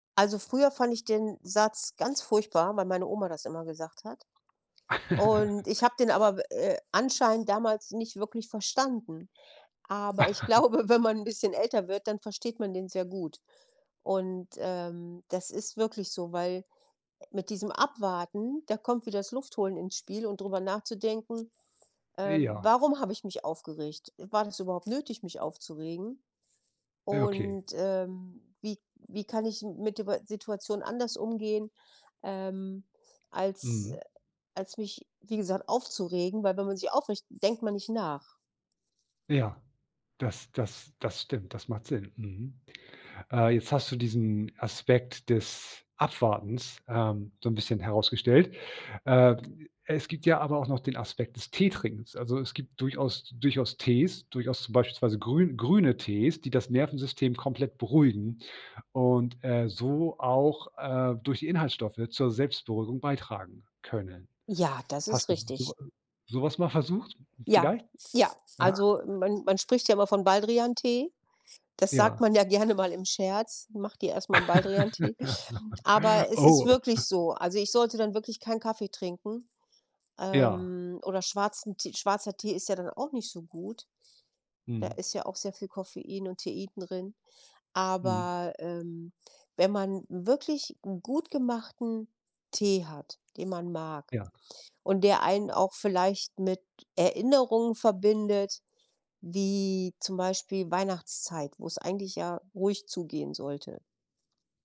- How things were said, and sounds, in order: chuckle; other background noise; chuckle; laughing while speaking: "glaube"; chuckle; chuckle
- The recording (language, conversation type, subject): German, podcast, Was tust du, um dich selbst zu beruhigen?
- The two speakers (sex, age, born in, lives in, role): female, 55-59, Germany, Germany, guest; male, 40-44, Germany, Germany, host